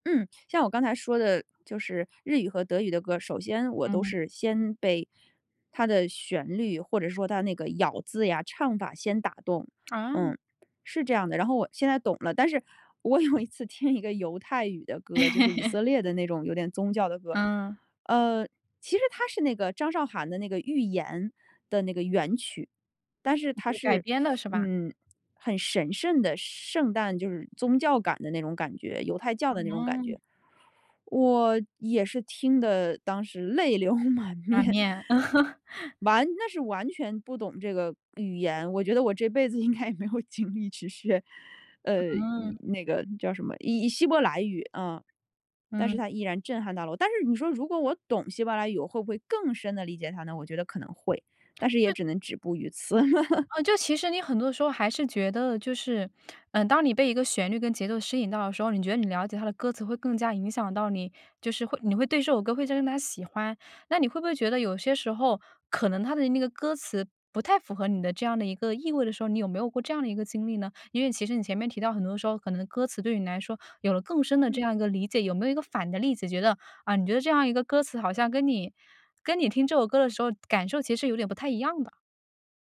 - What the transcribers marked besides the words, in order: other noise; laugh; teeth sucking; laughing while speaking: "泪流满面"; chuckle; laughing while speaking: "应该也没有精力去学"; laugh; other background noise
- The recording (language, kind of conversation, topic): Chinese, podcast, 你觉得语言（母语或外语）会影响你听歌的体验吗？